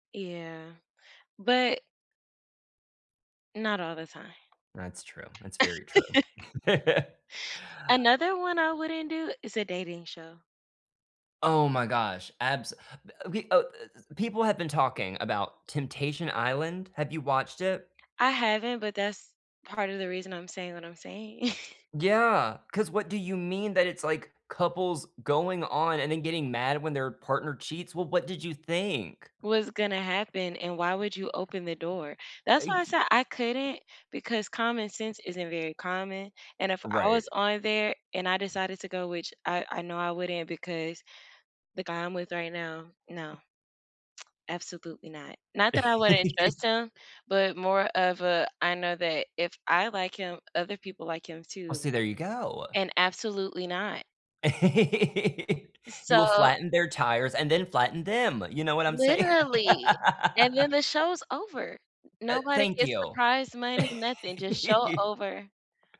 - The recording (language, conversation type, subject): English, unstructured, If you could make a one-episode cameo on any TV series, which one would you choose, and why would it be the perfect fit for you?
- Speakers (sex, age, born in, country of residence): female, 25-29, United States, United States; male, 35-39, United States, United States
- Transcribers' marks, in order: tapping; laugh; chuckle; other background noise; scoff; tsk; chuckle; laugh; laugh; laugh